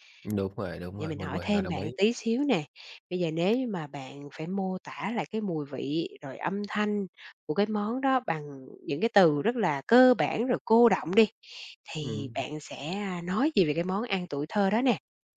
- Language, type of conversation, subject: Vietnamese, podcast, Món ăn quê hương nào gắn liền với ký ức của bạn?
- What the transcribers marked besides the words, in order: tapping